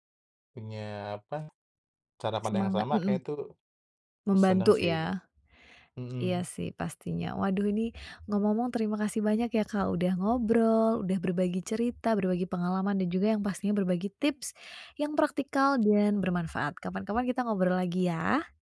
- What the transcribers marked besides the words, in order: other background noise; tapping
- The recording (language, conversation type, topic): Indonesian, podcast, Bisa ceritakan kegagalan yang justru membuat kamu tumbuh?